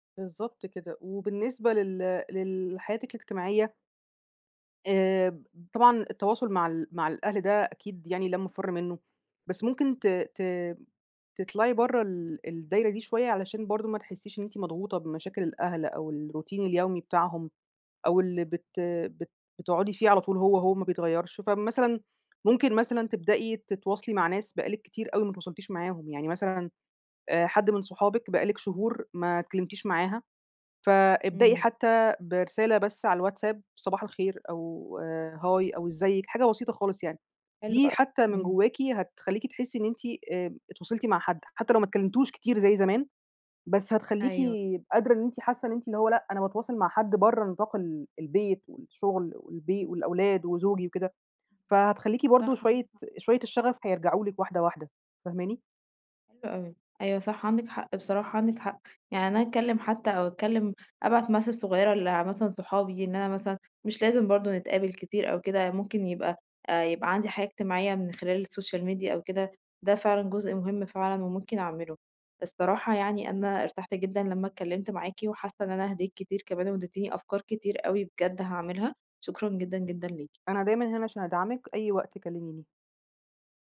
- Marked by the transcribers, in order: in English: "الروتين"; in English: "message"; in English: "السوشيال ميديا"
- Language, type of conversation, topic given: Arabic, advice, ازاي أرجّع طاقتي للهوايات ولحياتي الاجتماعية؟